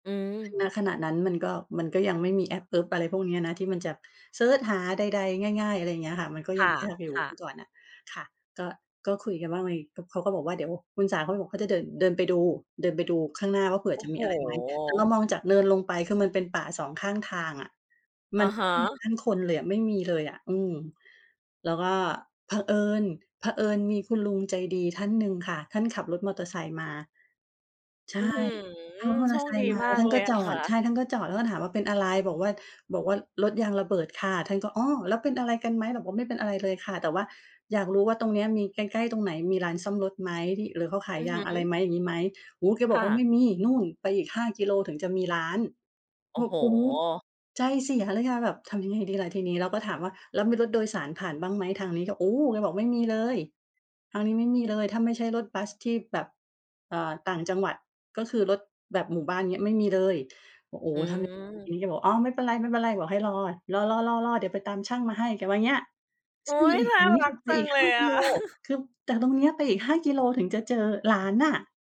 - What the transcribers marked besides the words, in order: unintelligible speech; chuckle
- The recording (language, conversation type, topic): Thai, podcast, คุณเคยเจอคนใจดีช่วยเหลือระหว่างเดินทางไหม เล่าให้ฟังหน่อย?